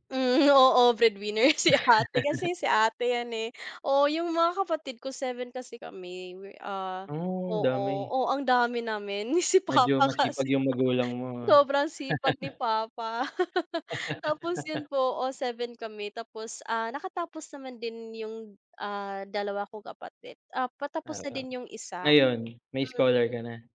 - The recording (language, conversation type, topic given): Filipino, unstructured, Paano mo pinaplano ang iyong badyet buwan-buwan, at ano ang una mong naiisip kapag pinag-uusapan ang pagtitipid?
- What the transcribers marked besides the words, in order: laugh; laughing while speaking: "si ate"; laughing while speaking: "Si papa kasi"; laugh; other background noise